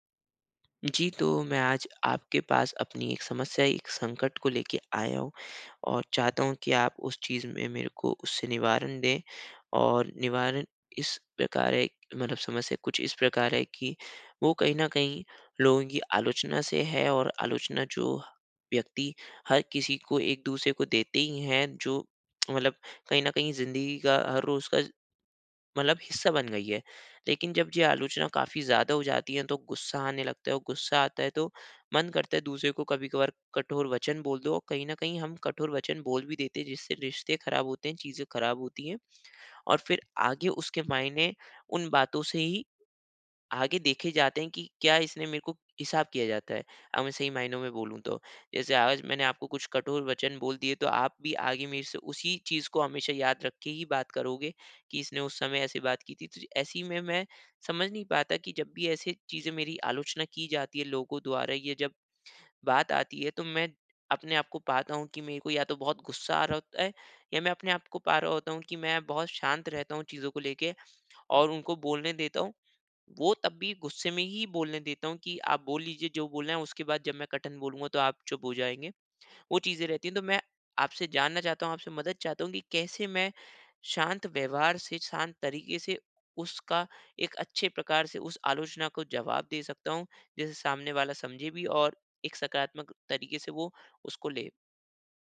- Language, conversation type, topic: Hindi, advice, आलोचना का जवाब मैं शांत तरीके से कैसे दे सकता/सकती हूँ, ताकि आक्रोश व्यक्त किए बिना अपनी बात रख सकूँ?
- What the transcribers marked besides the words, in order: tsk